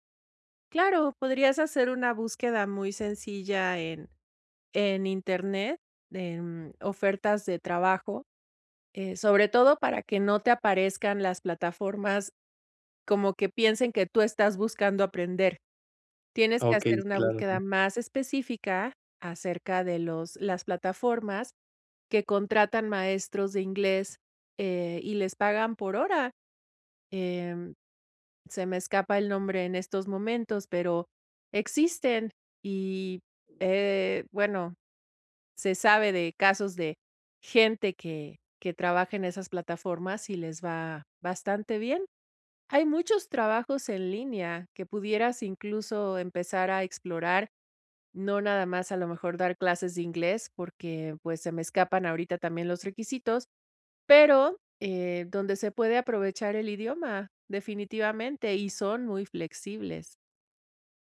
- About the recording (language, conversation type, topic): Spanish, advice, ¿Cómo puedo reducir la ansiedad ante la incertidumbre cuando todo está cambiando?
- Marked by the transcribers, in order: none